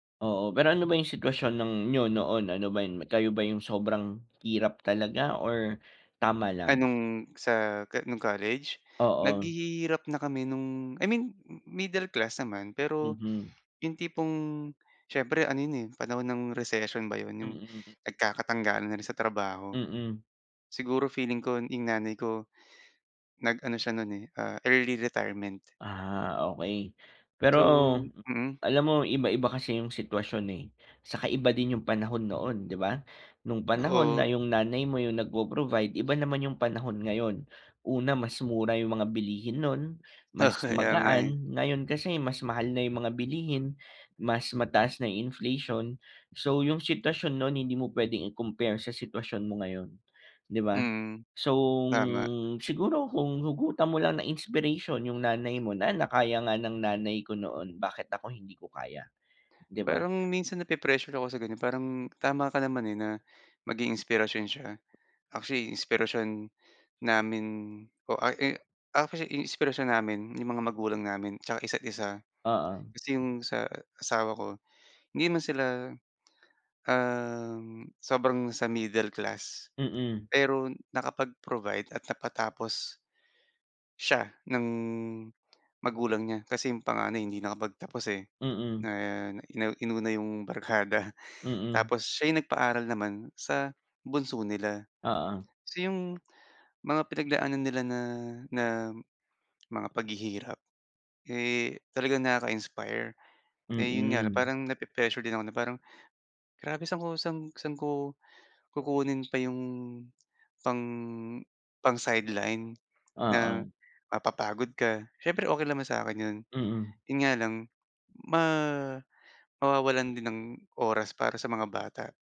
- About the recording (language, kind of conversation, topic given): Filipino, advice, Paano ko matatanggap ang mga bagay na hindi ko makokontrol?
- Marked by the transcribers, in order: in English: "recession"; in English: "early retirement"; laughing while speaking: "Oo"; in English: "inflation"; laughing while speaking: "barkada"